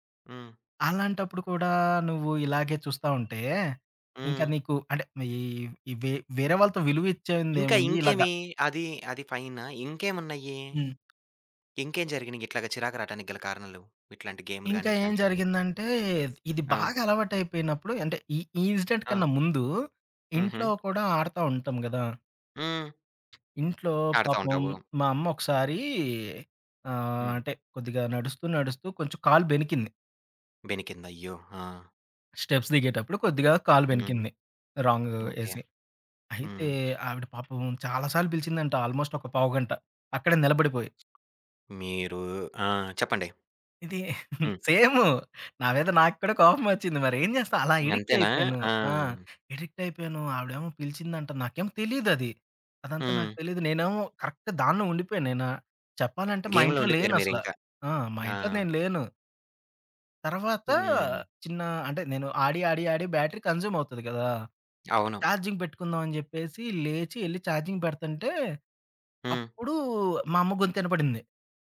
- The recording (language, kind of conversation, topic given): Telugu, podcast, కల్పిత ప్రపంచాల్లో ఉండటం మీకు ఆకర్షణగా ఉందా?
- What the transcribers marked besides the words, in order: horn; other background noise; in English: "ఇన్సిడెంట్"; in English: "స్టెప్స్"; in English: "రాంగ్"; in English: "ఆల్మోస్ట్"; laughing while speaking: "సేము"; in English: "కరెక్ట్"; in English: "గేమ్‌లో"; in English: "బ్యాటరీ కన్జ్యూమ్"; in English: "చార్జింగ్"; in English: "చార్జింగ్"